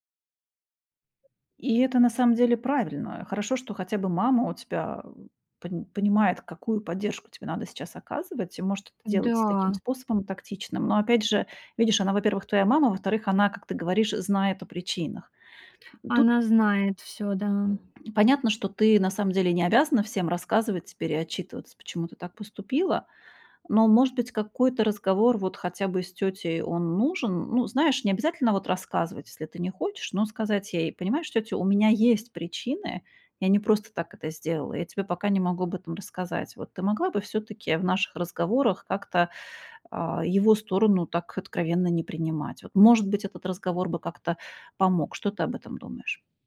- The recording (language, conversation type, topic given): Russian, advice, Как справиться с болью из‑за общих друзей, которые поддерживают моего бывшего?
- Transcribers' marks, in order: other background noise; tapping